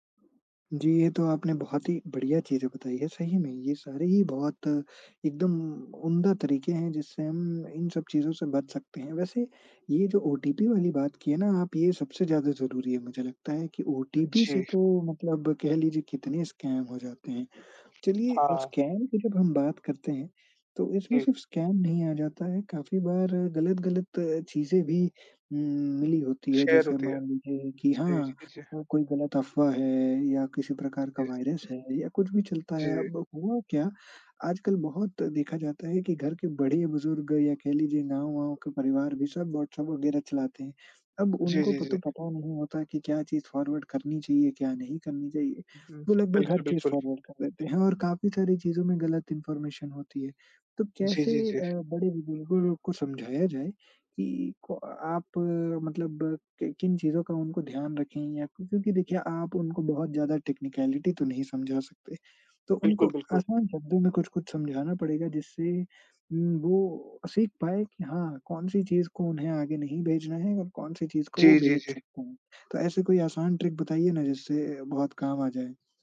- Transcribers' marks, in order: other background noise; horn; in English: "स्कैम"; in English: "स्कैम"; in English: "स्कैम"; in English: "शेयर"; in English: "फॉरवर्ड"; tapping; in English: "फॉरवर्ड"; in English: "इन्फ़ॉर्मेशन"; in English: "टेक्निकैलिटी"; in English: "ट्रिक"
- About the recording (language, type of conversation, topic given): Hindi, podcast, ऑनलाइन और सोशल मीडिया पर भरोसा कैसे परखा जाए?